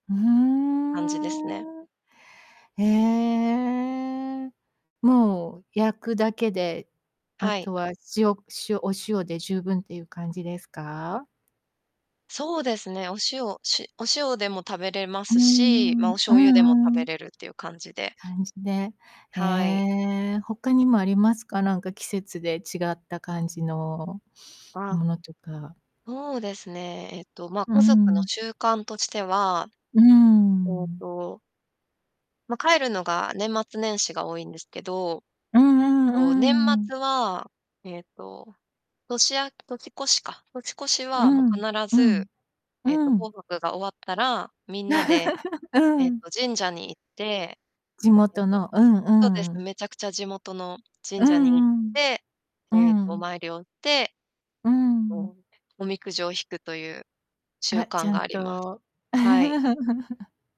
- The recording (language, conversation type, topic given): Japanese, podcast, ご家族の習慣の中で、特に大切にしていることは何ですか？
- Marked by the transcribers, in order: drawn out: "うーん。 ええ"; distorted speech; other background noise; drawn out: "うーん"; laugh; laugh